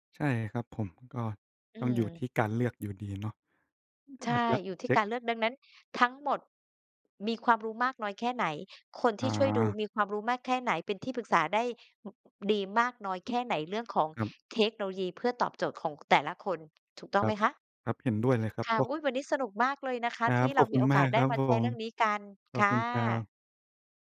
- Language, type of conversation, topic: Thai, unstructured, คุณคิดว่าอนาคตของการเรียนรู้จะเป็นอย่างไรเมื่อเทคโนโลยีเข้ามามีบทบาทมากขึ้น?
- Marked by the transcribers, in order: other background noise; tapping